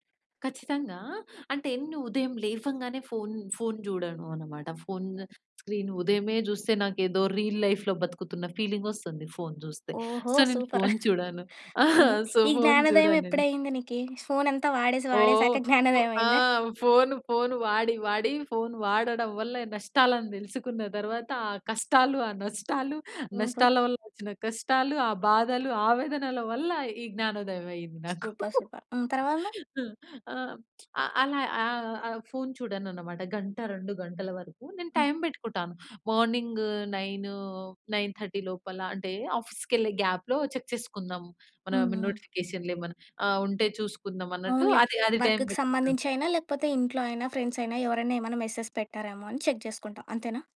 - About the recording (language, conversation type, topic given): Telugu, podcast, వర్క్-లైఫ్ బ్యాలెన్స్ కోసం టెక్నోలజీని ఎలా పరిమితం చేస్తారు?
- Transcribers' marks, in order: in English: "రీల్ లైఫ్‌లో"; in English: "ఫీలింగ్"; in English: "సూపర్"; in English: "సో"; chuckle; in English: "సో"; tapping; giggle; chuckle; in English: "సూపర్, సూపర్"; lip smack; in English: "గాప్‌లో చెక్"; in English: "వర్క్‌కు"; in English: "మెసేజ్"; in English: "చెక్"